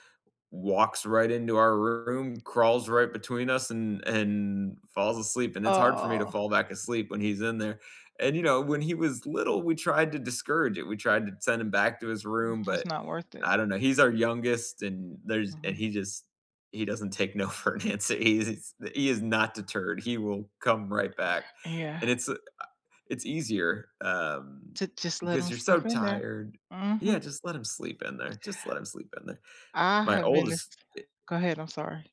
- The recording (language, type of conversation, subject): English, unstructured, Which small morning rituals brighten your day, and how did they become meaningful habits for you?
- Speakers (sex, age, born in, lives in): female, 55-59, United States, United States; male, 35-39, United States, United States
- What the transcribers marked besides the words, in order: laughing while speaking: "no for an answer, he is"